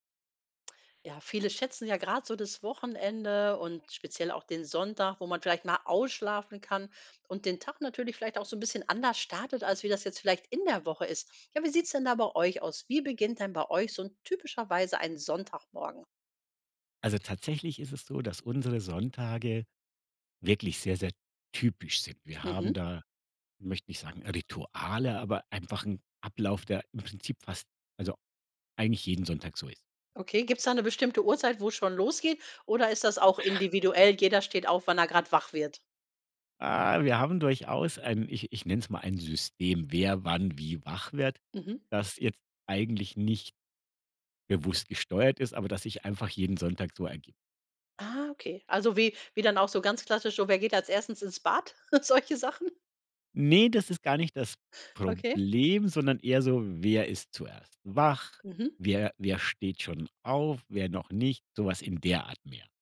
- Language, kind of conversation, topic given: German, podcast, Wie beginnt bei euch typischerweise ein Sonntagmorgen?
- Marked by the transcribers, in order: other noise; chuckle